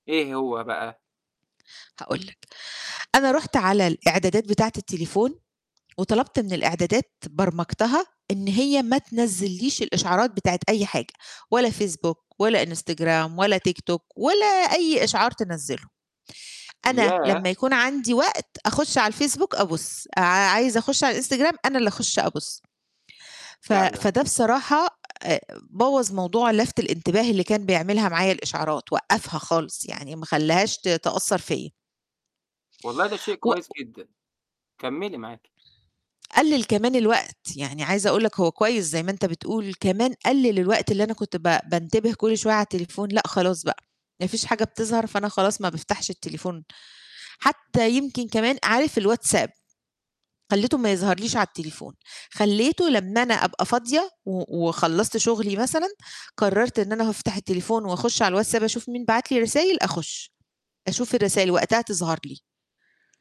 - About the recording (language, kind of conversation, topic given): Arabic, podcast, إيه اللي بتعمله مع الإشعارات اللي بتقطع تركيزك؟
- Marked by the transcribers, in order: tapping